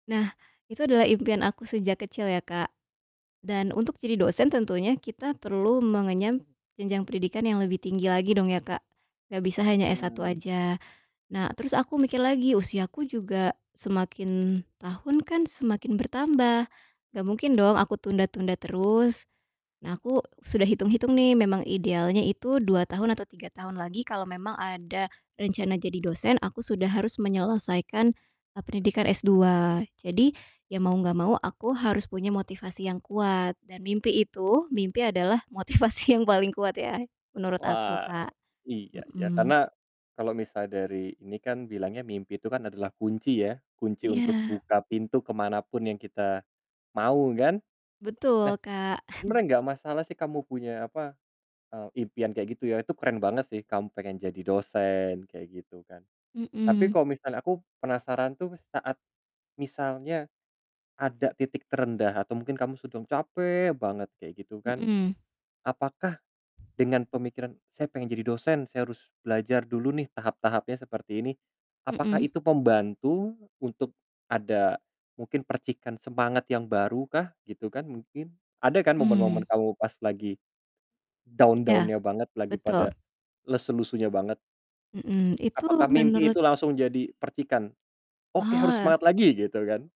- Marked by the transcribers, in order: distorted speech; other background noise; laughing while speaking: "motivasi"; chuckle; tapping; in English: "down-down-nya"
- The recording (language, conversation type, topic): Indonesian, podcast, Bagaimana kamu tetap termotivasi saat belajar terasa sulit?
- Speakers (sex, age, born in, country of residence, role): female, 25-29, Indonesia, Indonesia, guest; male, 30-34, Indonesia, Indonesia, host